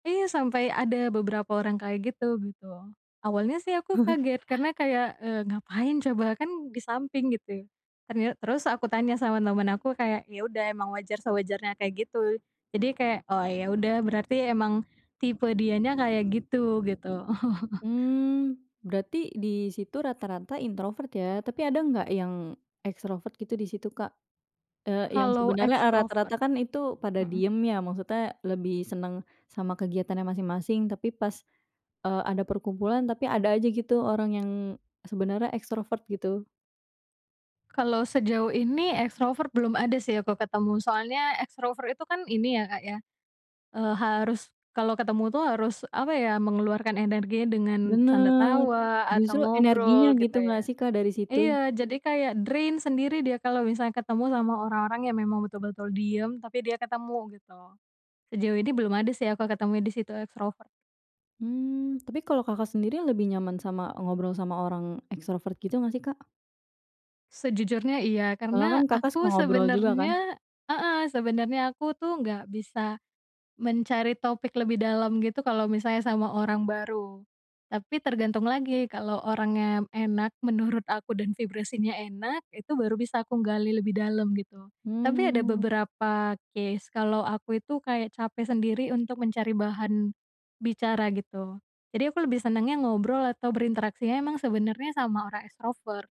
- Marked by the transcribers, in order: chuckle; other background noise; chuckle; in English: "introvert"; in English: "extrovert"; in English: "extrovert"; tapping; in English: "extrovert"; in English: "extrovert"; in English: "extrovert"; in English: "drain"; in English: "extrovert"; in English: "extrovert"; in English: "case"; in English: "extrovert"
- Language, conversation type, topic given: Indonesian, podcast, Bagaimana biasanya kamu memulai obrolan dengan orang yang baru kamu kenal?